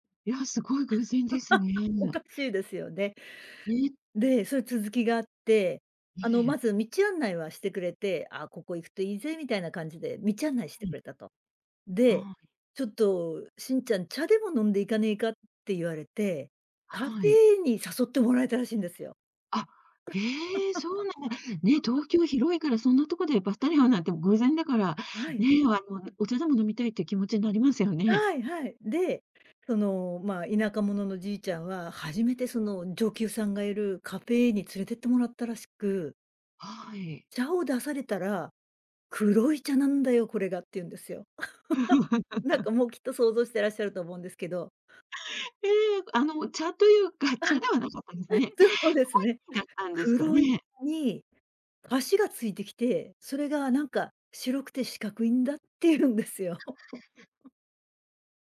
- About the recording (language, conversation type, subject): Japanese, podcast, 祖父母から聞いた面白い話はありますか？
- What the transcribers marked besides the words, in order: laugh; put-on voice: "ちょっとシンちゃん、茶でも飲んで行かねえか？"; laugh; tapping; put-on voice: "茶を出されたら、黒い茶なんだよ、これが"; laugh; giggle; put-on voice: "黒い茶に菓子が付いて … て四角いんだ"; other background noise; chuckle